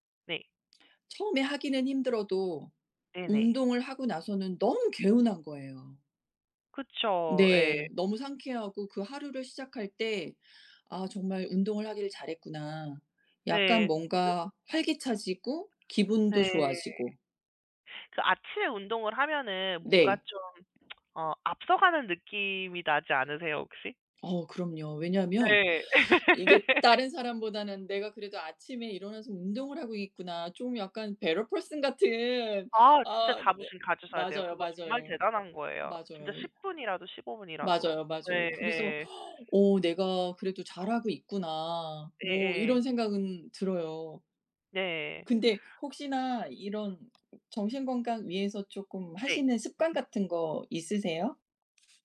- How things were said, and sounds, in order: tapping; other background noise; lip smack; laugh; put-on voice: "better person"; in English: "better person"; inhale
- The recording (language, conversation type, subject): Korean, unstructured, 정신 건강을 위해 가장 중요한 습관은 무엇인가요?